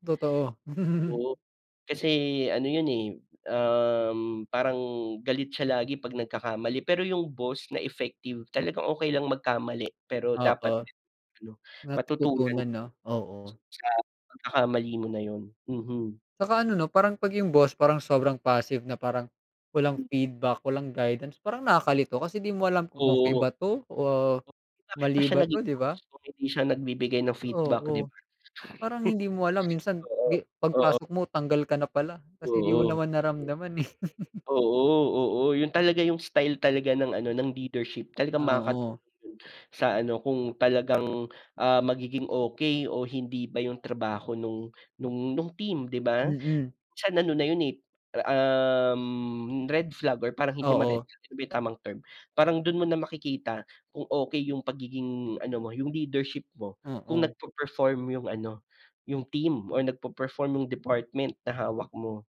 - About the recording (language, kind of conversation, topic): Filipino, unstructured, Ano ang pinakamahalagang katangian ng isang mabuting boss?
- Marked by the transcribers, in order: laugh; tapping; other background noise; in English: "passive"; chuckle; laugh